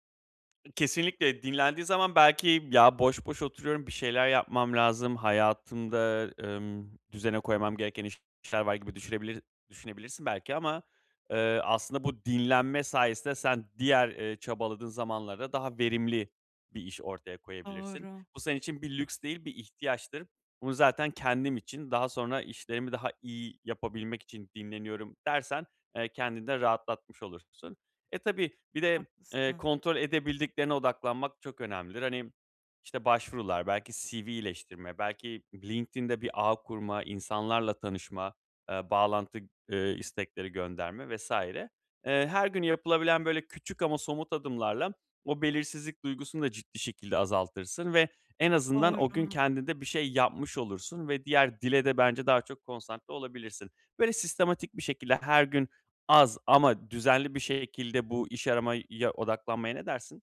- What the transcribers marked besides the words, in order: other background noise
- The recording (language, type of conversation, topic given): Turkish, advice, Gün içinde bunaldığım anlarda hızlı ve etkili bir şekilde nasıl topraklanabilirim?